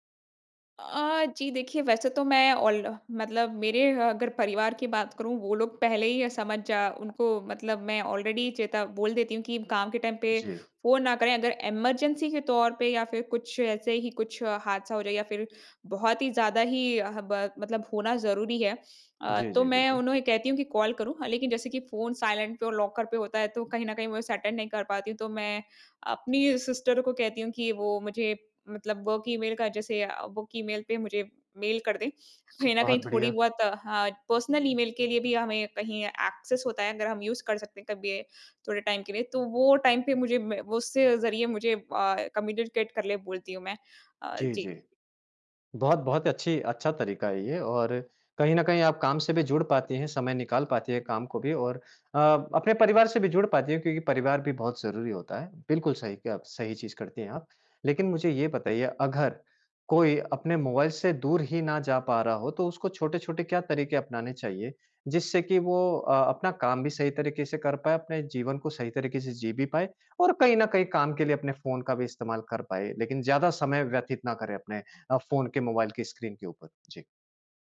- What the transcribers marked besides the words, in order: in English: "ऑलरेडी"; in English: "टाइम"; in English: "इमरजेंसी"; in English: "साइलेंट"; in English: "लॉकर"; in English: "अटेंड"; in English: "सिस्टर"; in English: "वर्क"; in English: "वर्क"; in English: "पर्सनल"; in English: "एक्सेस"; in English: "यूज़"; in English: "टाइम"; in English: "टाइम"; in English: "कम्युनिकेट"; tapping; in English: "स्क्रीन"
- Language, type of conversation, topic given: Hindi, podcast, आप मोबाइल फ़ोन और स्क्रीन पर बिताए जाने वाले समय को कैसे नियंत्रित करते हैं?